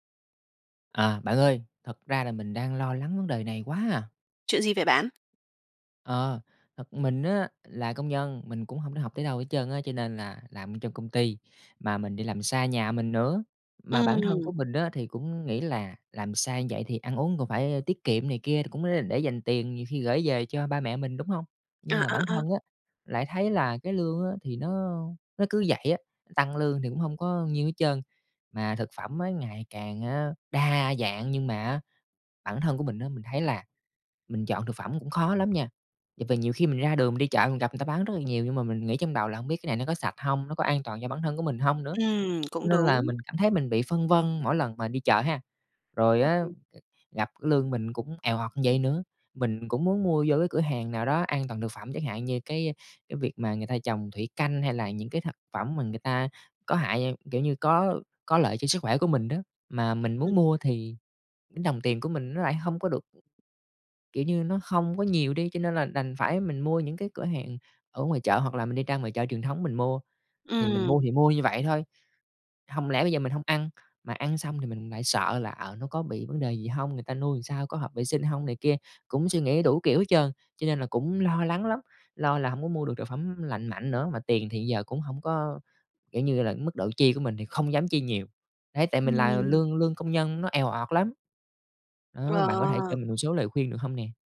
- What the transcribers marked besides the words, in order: tapping; other noise; other background noise; "làm" said as "ừn"
- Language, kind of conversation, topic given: Vietnamese, advice, Làm sao để mua thực phẩm lành mạnh khi bạn đang gặp hạn chế tài chính?